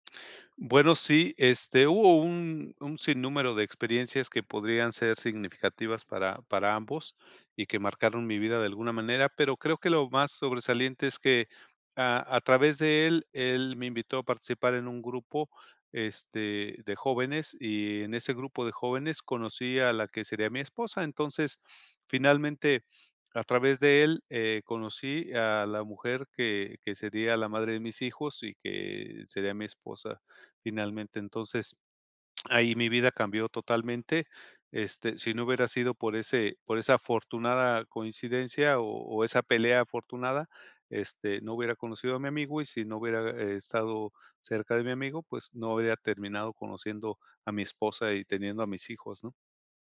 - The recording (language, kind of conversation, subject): Spanish, podcast, Cuéntame sobre una amistad que cambió tu vida
- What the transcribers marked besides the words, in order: none